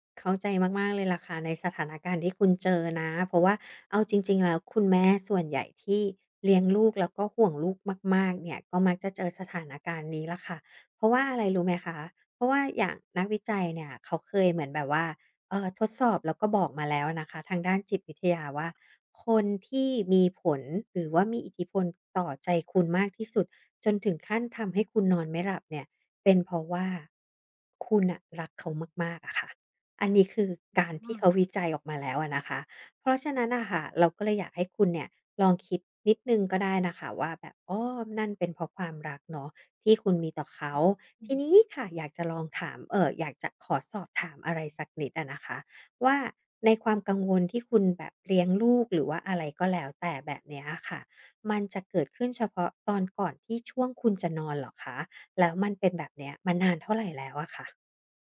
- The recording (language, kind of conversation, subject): Thai, advice, ความเครียดทำให้พักผ่อนไม่ได้ ควรผ่อนคลายอย่างไร?
- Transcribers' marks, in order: none